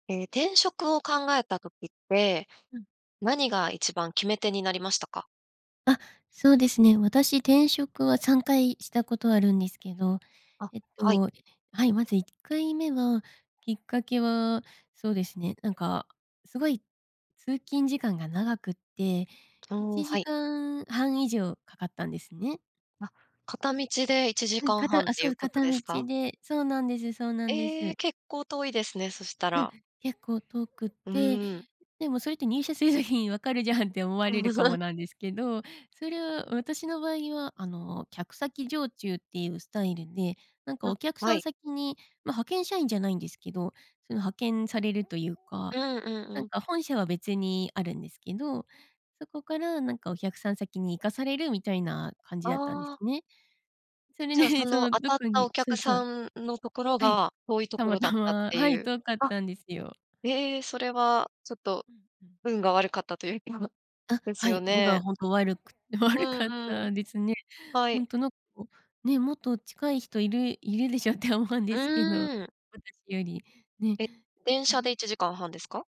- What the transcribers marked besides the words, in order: laughing while speaking: "入社する時に分かるじゃんって"; laugh; laughing while speaking: "それで"; laughing while speaking: "たまたま"; laughing while speaking: "悪かったですね"; laughing while speaking: "いるでしょって"
- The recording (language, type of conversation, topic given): Japanese, podcast, 転職を考えたとき、何が決め手でしたか？
- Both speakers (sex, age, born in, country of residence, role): female, 25-29, Japan, Japan, guest; female, 35-39, Japan, Japan, host